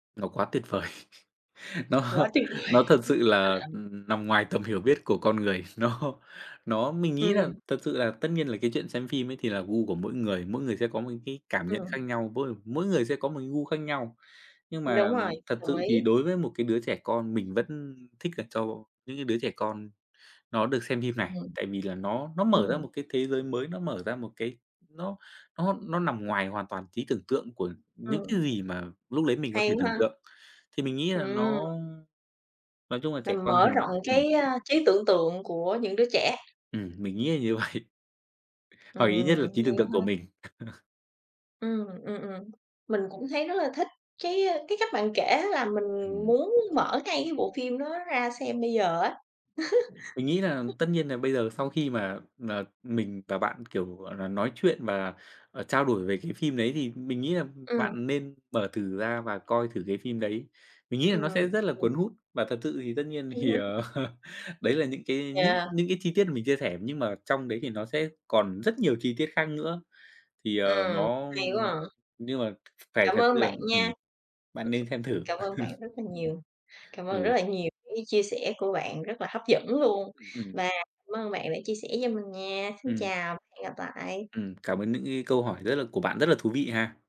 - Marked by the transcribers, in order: laughing while speaking: "tuyệt vời! Nó"; tapping; laugh; laughing while speaking: "Nó"; other background noise; laughing while speaking: "như vậy"; chuckle; laugh; chuckle; chuckle
- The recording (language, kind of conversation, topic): Vietnamese, podcast, Bạn có thể kể về bộ phim khiến bạn nhớ mãi nhất không?